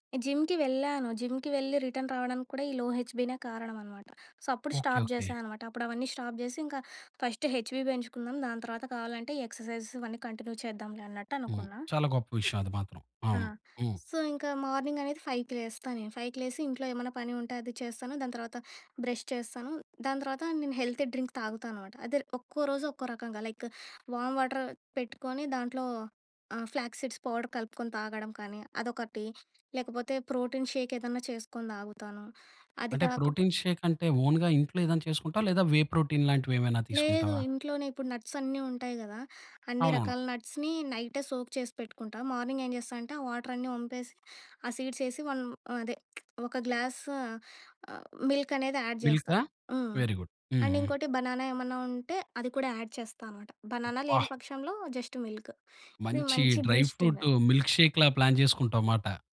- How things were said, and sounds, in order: in English: "జిమ్‌కి"; in English: "రిటర్న్"; other background noise; in English: "సో"; in English: "స్టాప్"; in English: "స్టాప్"; in English: "ఫస్ట్ హెచ్‌బి"; in English: "కంటిన్యూ"; in English: "సో"; in English: "మార్నింగ్"; in English: "ఫైవ్‌కి"; in English: "ఫైవ్‌కి"; in English: "హెల్తీ డ్రింక్"; in English: "లైక్ వామ్ వాటర్"; in English: "ఫ్లాక్ సీడ్స్ పౌడర్"; in English: "ప్రోటీన్ షేక్"; in English: "ఓన్‌గా"; in English: "వే ప్రోటీన్"; in English: "నట్స్"; in English: "నట్స్‌ని"; in English: "సోక్"; in English: "మార్నింగ్"; in English: "వాటర్"; in English: "సీడ్స్"; in English: "వన్"; in English: "యాడ్"; in English: "మిల్కా? వెరీ గుడ్"; in English: "అండ్"; in English: "బనానా"; in English: "యాడ్"; in English: "బనానా"; in English: "జస్ట్ మిల్క్"; in English: "డ్రైఫ్రూట్ మిల్క్ షేక్‌లా"; in English: "బూస్టింగ్"
- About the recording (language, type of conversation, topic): Telugu, podcast, మీ ఉదయం ఎలా ప్రారంభిస్తారు?